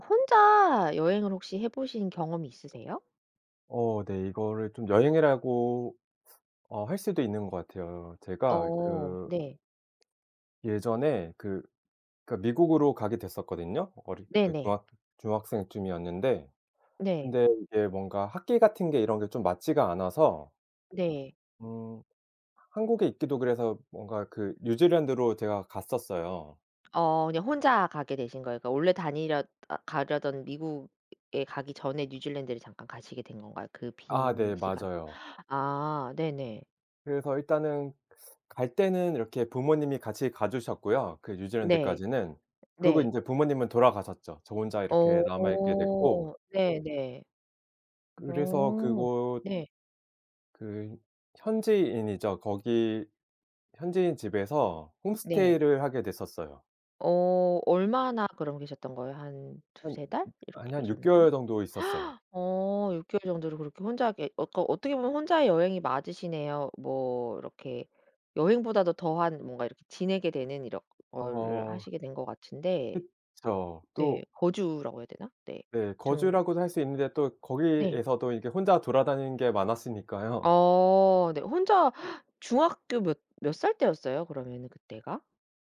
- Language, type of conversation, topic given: Korean, podcast, 첫 혼자 여행은 어땠어요?
- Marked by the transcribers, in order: other background noise; gasp